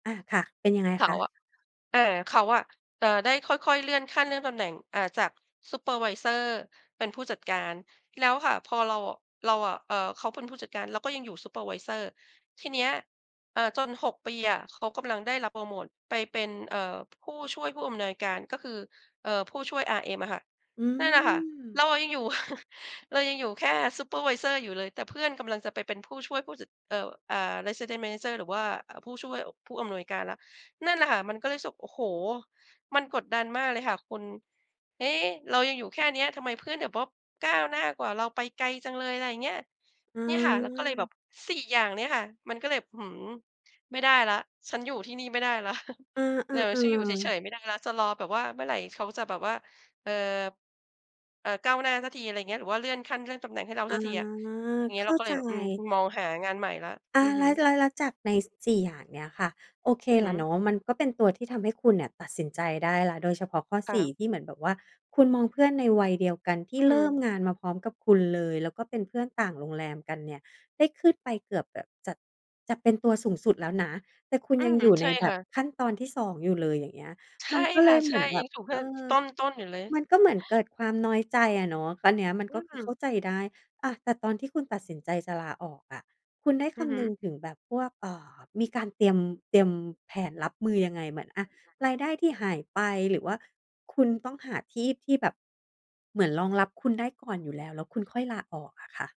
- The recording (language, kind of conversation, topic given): Thai, podcast, อะไรคือสัญญาณที่บอกว่าเราควรลาออกจากงานแล้ว?
- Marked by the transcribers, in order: other background noise; in English: "Resident Manager"; chuckle; unintelligible speech